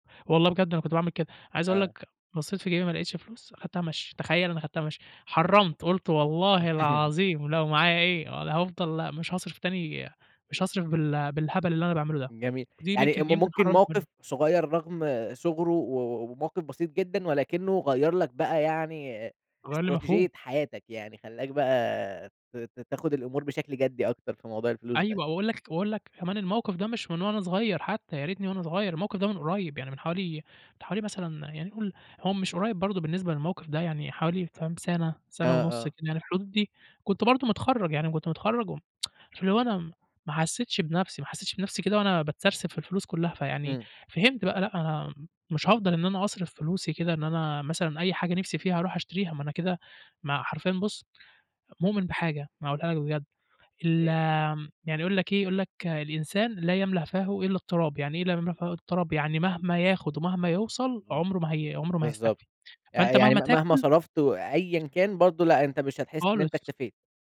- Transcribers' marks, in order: laugh; tapping; tsk
- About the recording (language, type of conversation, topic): Arabic, podcast, بتفضل تدّخر النهارده ولا تصرف عشان تستمتع بالحياة؟